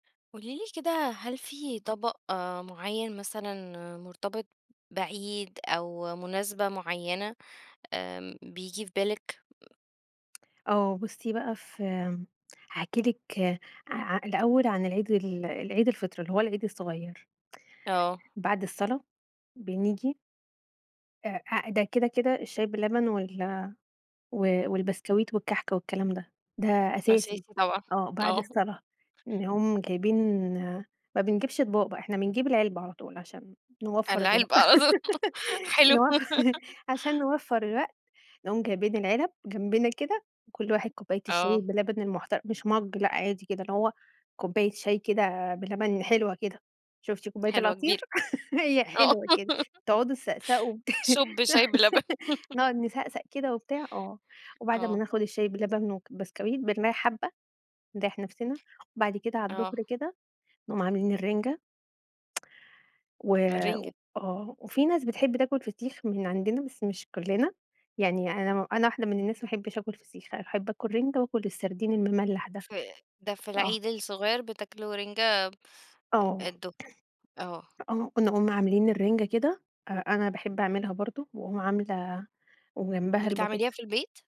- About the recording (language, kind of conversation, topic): Arabic, podcast, إيه الطبق اللي دايمًا بيرتبط عندكم بالأعياد أو بطقوس العيلة؟
- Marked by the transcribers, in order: laugh; laughing while speaking: "أظن حلوة"; tapping; in English: "مَج"; laugh; laughing while speaking: "آه"; laugh; tsk